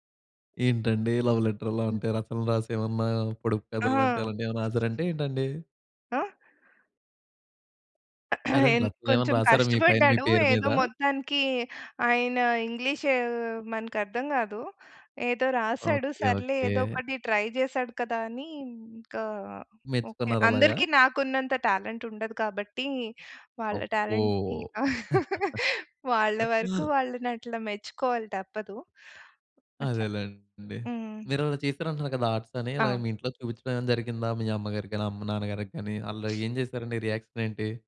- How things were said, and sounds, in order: in English: "లవ్ లెటర్‌లో"; other background noise; throat clearing; in English: "ట్రై"; in English: "టాలెంట్"; in English: "టాలెంట్‌ని"; giggle; laugh; in English: "ఆర్ట్స్"; sniff; in English: "రియాక్షన్"
- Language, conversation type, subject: Telugu, podcast, మీరు మీ మొదటి కళా కృతి లేదా రచనను ఇతరులతో పంచుకున్నప్పుడు మీకు ఎలా అనిపించింది?